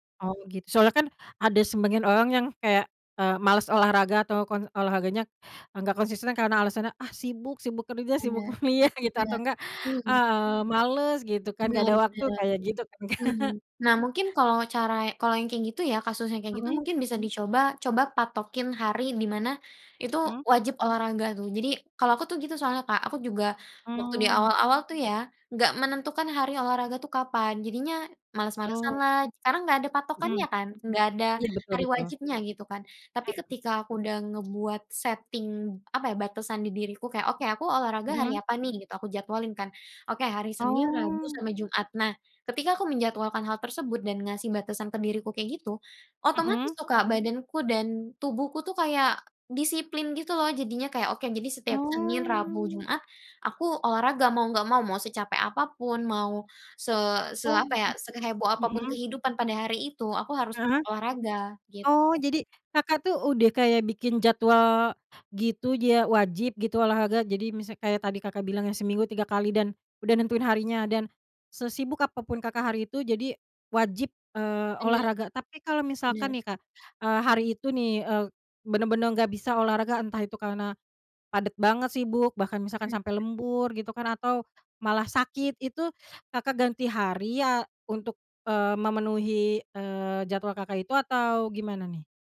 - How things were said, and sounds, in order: other background noise; laughing while speaking: "kuliah"; laughing while speaking: "Kak?"; in English: "setting"; drawn out: "Oh"
- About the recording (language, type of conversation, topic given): Indonesian, podcast, Bagaimana cara Anda membangun kebiasaan berolahraga yang konsisten?